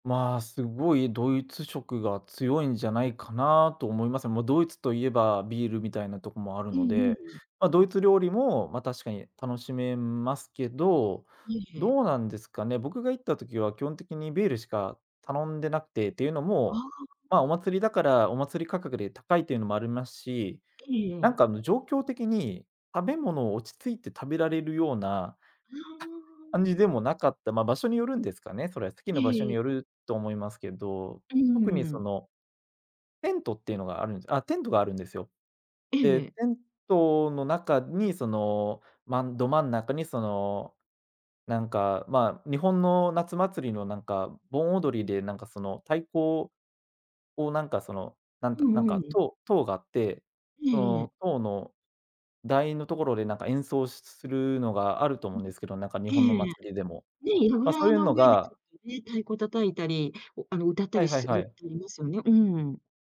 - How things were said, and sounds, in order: drawn out: "な"; tapping; unintelligible speech; other background noise
- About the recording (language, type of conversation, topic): Japanese, podcast, 旅行で一番印象に残った体験は？